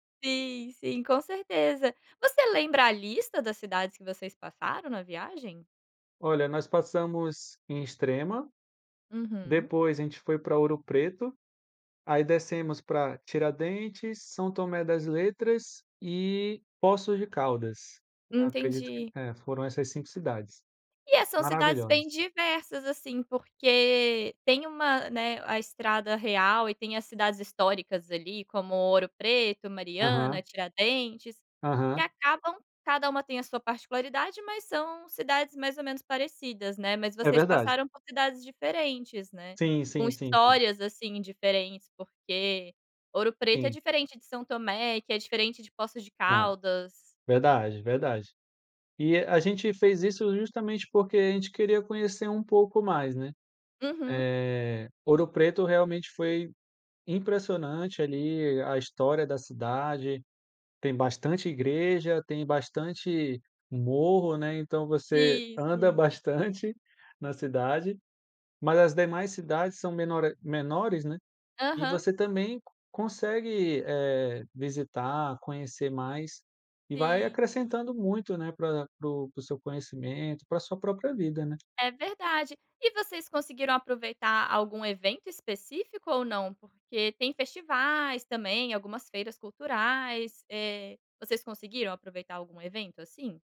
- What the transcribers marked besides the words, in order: tapping
- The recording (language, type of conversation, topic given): Portuguese, podcast, Qual foi uma viagem que transformou sua vida?